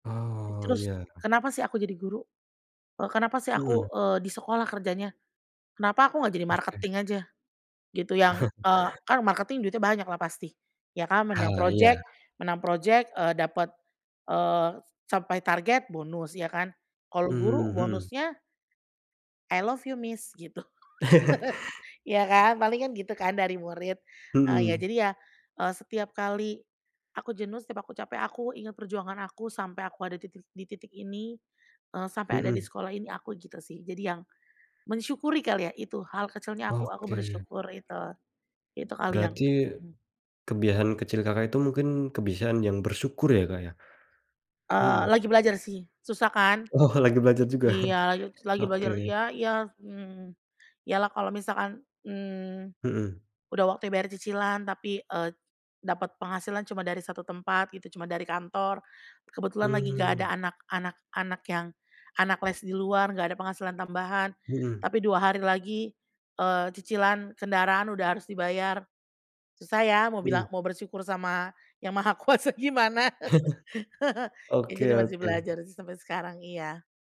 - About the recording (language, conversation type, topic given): Indonesian, podcast, Bagaimana kamu menyeimbangkan tujuan hidup dan karier?
- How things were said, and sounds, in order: tapping; in English: "marketing"; chuckle; in English: "marketing"; in English: "I love you Miss"; chuckle; other background noise; laughing while speaking: "Oh"; chuckle; laughing while speaking: "Kuasa gimana?"; chuckle; laugh